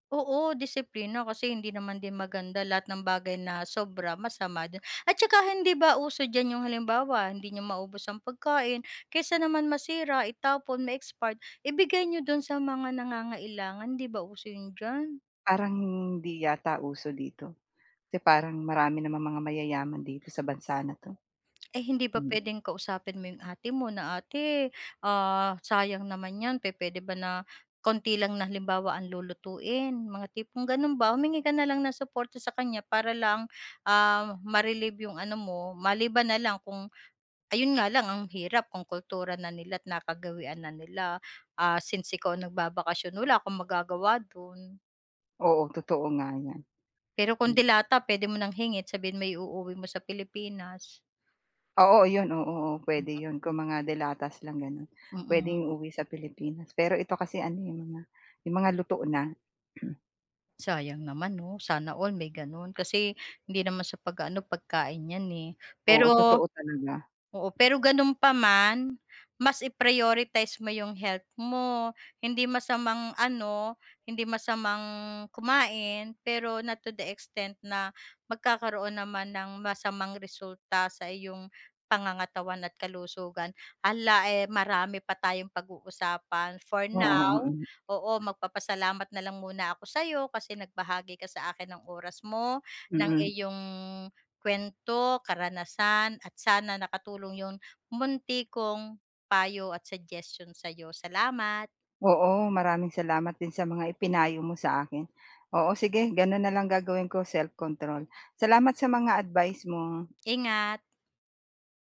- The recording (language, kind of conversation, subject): Filipino, advice, Paano ko haharapin ang presyur ng ibang tao tungkol sa pagkain?
- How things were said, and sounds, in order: other background noise; throat clearing